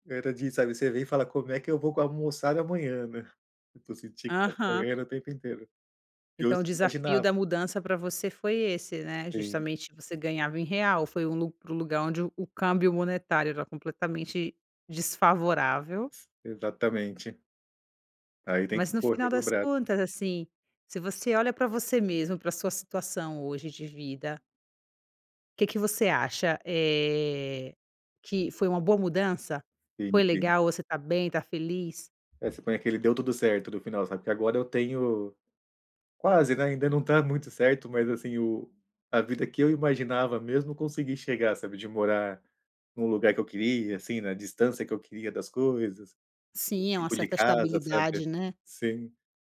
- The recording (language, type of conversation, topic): Portuguese, podcast, Como foi a sua experiência ao mudar de carreira?
- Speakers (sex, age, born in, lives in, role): female, 35-39, Brazil, Italy, host; male, 35-39, Brazil, Portugal, guest
- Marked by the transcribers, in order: other background noise; tapping